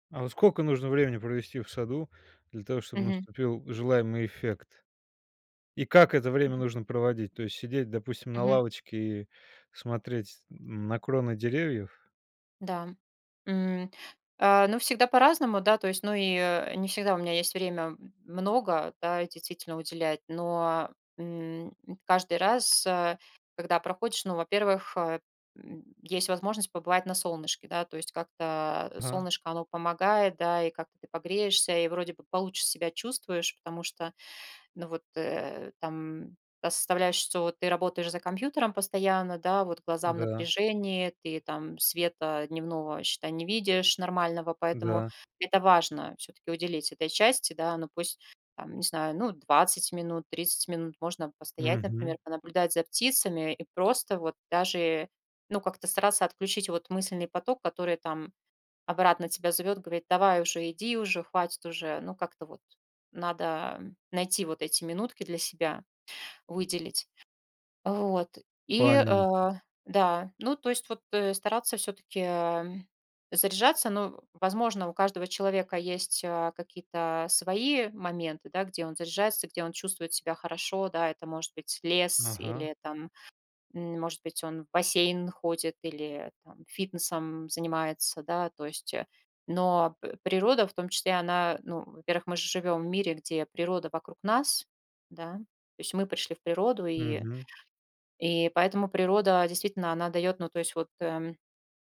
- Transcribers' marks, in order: tapping; other background noise
- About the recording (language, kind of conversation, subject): Russian, podcast, Как вы выбираете, куда вкладывать время и энергию?